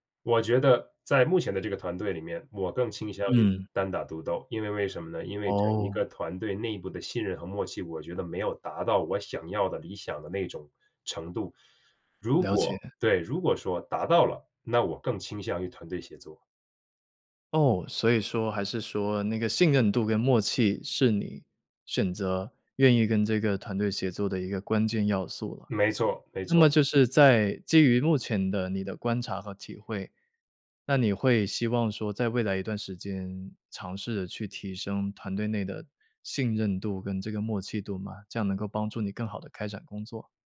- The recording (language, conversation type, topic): Chinese, podcast, 在团队里如何建立信任和默契？
- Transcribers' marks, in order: tapping; other background noise